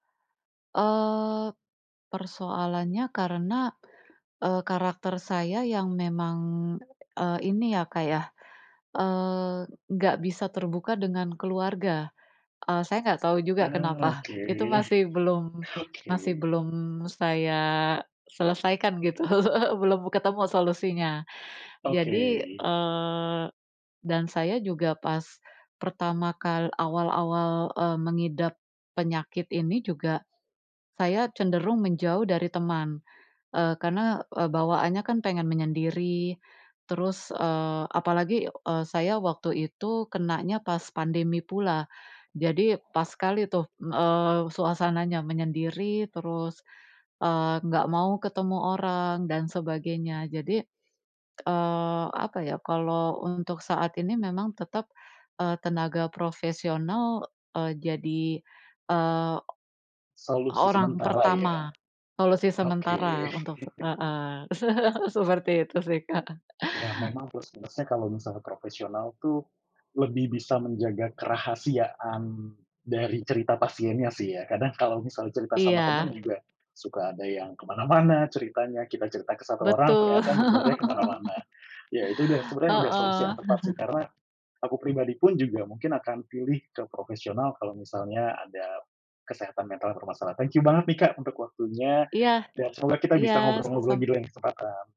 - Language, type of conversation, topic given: Indonesian, unstructured, Apa arti dukungan teman bagi kesehatan mentalmu?
- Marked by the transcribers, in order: tapping; other background noise; laughing while speaking: "gitu"; chuckle; laughing while speaking: "oke"; chuckle; laughing while speaking: "seperti itu sih Kak"; laughing while speaking: "Betul"; laugh; chuckle; in English: "Thank you"